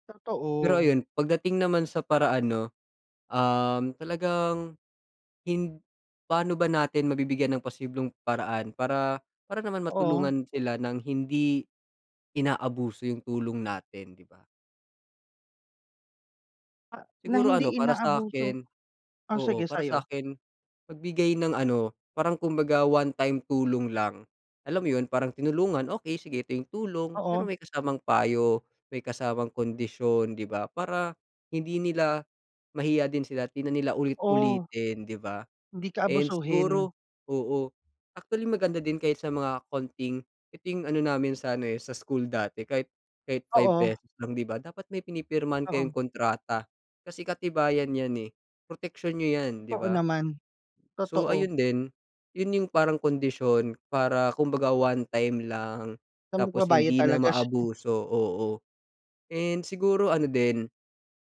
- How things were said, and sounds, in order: tapping; laughing while speaking: "siya"
- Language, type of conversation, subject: Filipino, unstructured, Ano ang saloobin mo sa mga taong palaging humihiram ng pera?